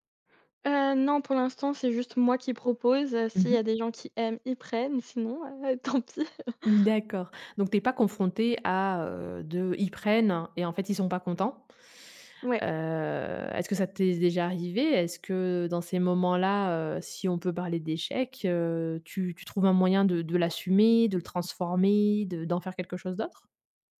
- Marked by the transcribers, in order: laughing while speaking: "tant pis"; chuckle; drawn out: "Heu"
- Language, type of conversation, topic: French, podcast, Comment transformes-tu un échec créatif en leçon utile ?